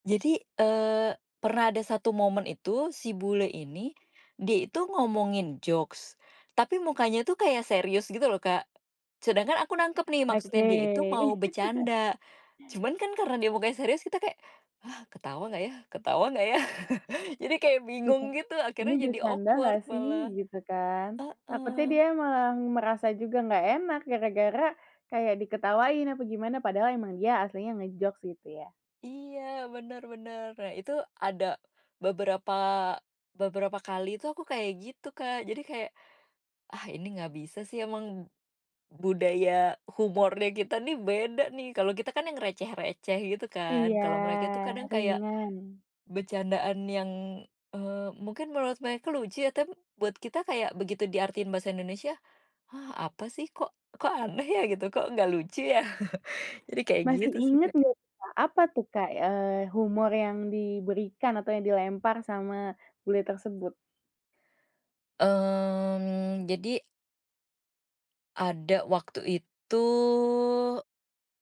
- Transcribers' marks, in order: in English: "jokes"; other background noise; chuckle; chuckle; unintelligible speech; in English: "awkward"; in English: "nge-jokes"; drawn out: "Iya"; chuckle
- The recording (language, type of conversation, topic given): Indonesian, podcast, Bagaimana kamu menggunakan humor dalam percakapan?